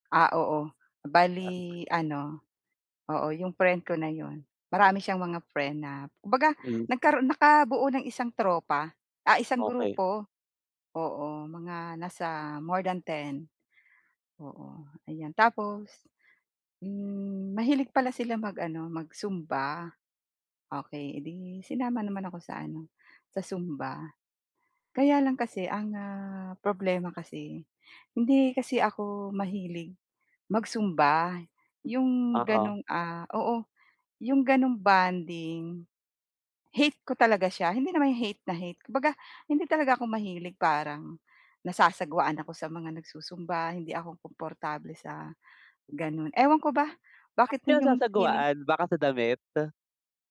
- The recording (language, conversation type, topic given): Filipino, advice, Bakit madalas kong maramdaman na naiiba ako sa grupo ng mga kaibigan ko?
- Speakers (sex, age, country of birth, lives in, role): female, 45-49, Philippines, Philippines, user; male, 25-29, Philippines, Philippines, advisor
- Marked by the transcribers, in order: in English: "more than"; tapping